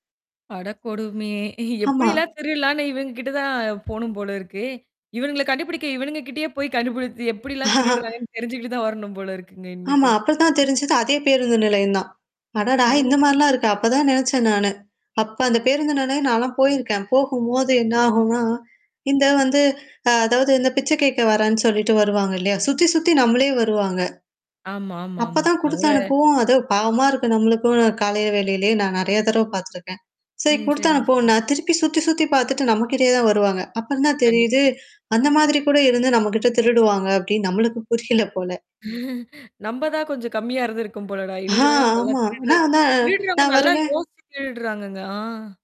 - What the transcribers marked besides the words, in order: static; laughing while speaking: "எப்டிலாம் திருடலான்னு இவங்க கிட்ட தான் … போல இருக்குங்க இன்னிமேட்டு"; tapping; laugh; mechanical hum; laughing while speaking: "புரியல போல"; chuckle; distorted speech
- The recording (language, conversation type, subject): Tamil, podcast, உங்கள் பணப்பை திருடப்பட்ட அனுபவத்தைப் பற்றி சொல்ல முடியுமா?